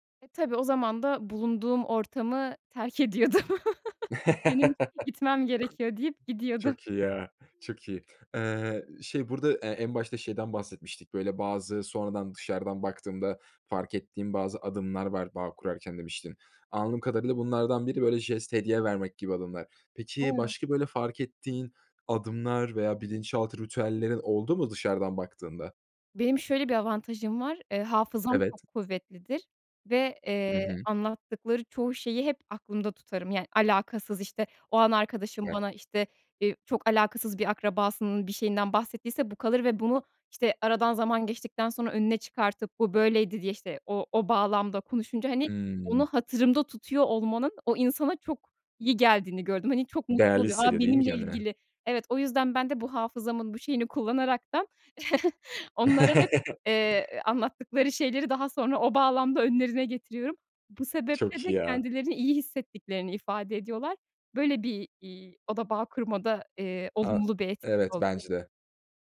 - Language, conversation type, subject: Turkish, podcast, İnsanlarla bağ kurmak için hangi adımları önerirsin?
- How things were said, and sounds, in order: chuckle; laugh; other background noise; unintelligible speech; chuckle